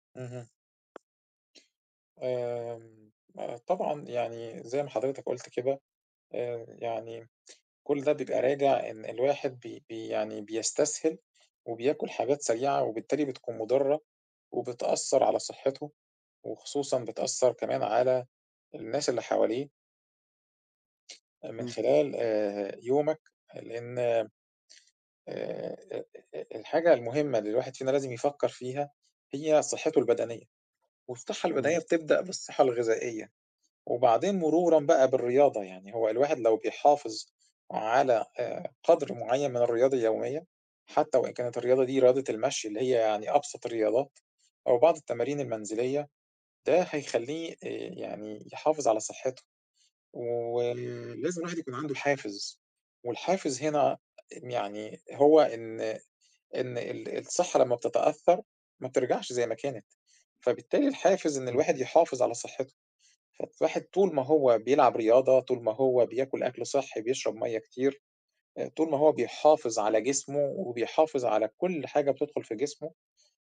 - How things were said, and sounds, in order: other background noise; tapping; other noise
- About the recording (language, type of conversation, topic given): Arabic, unstructured, هل بتخاف من عواقب إنك تهمل صحتك البدنية؟
- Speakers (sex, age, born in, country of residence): male, 20-24, Egypt, Egypt; male, 40-44, Egypt, Egypt